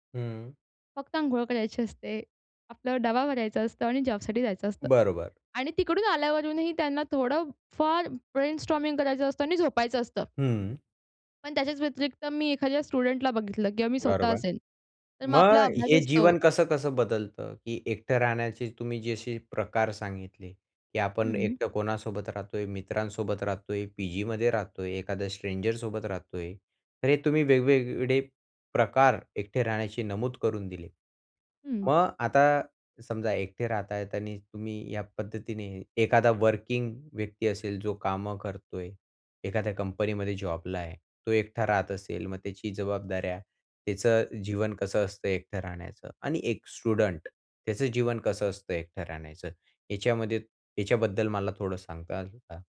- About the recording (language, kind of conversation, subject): Marathi, podcast, एकटे राहण्याचे फायदे आणि तोटे कोणते असतात?
- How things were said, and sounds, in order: tapping; in English: "ब्रेनस्टॉर्मिंग"; in English: "स्टुडंटला"; in English: "स्ट्रेंजरसोबत"; in English: "स्टुडंट"; "सांगाल" said as "सांगताल"